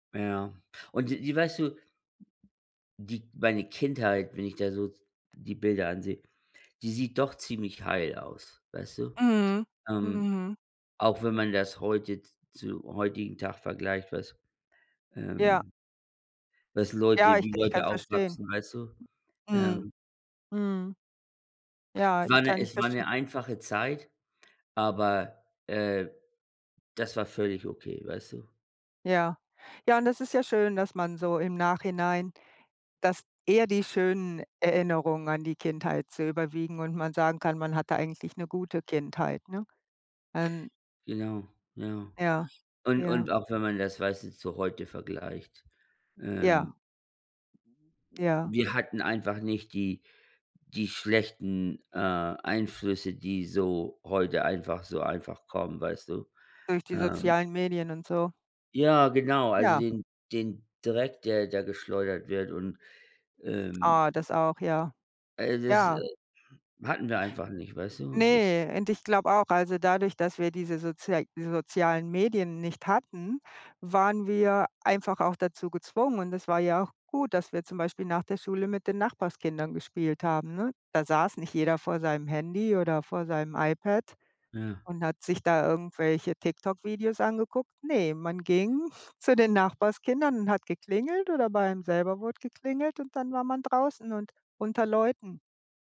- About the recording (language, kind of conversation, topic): German, unstructured, Welche Rolle spielen Fotos in deinen Erinnerungen?
- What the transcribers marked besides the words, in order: other background noise